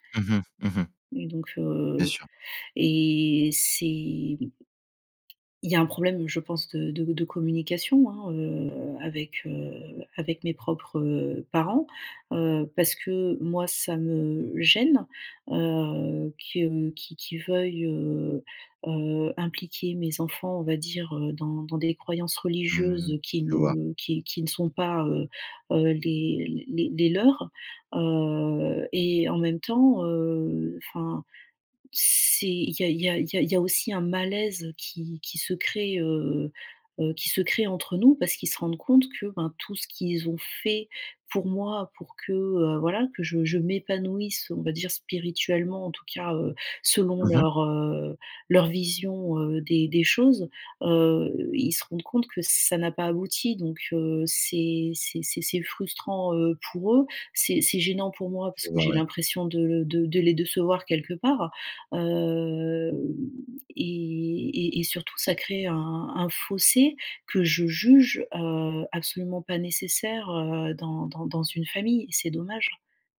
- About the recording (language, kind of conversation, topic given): French, advice, Comment faire face à une période de remise en question de mes croyances spirituelles ou religieuses ?
- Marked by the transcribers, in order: drawn out: "et c'est"; other background noise; stressed: "gêne"; "décevoir" said as "decevoir"; drawn out: "Heu"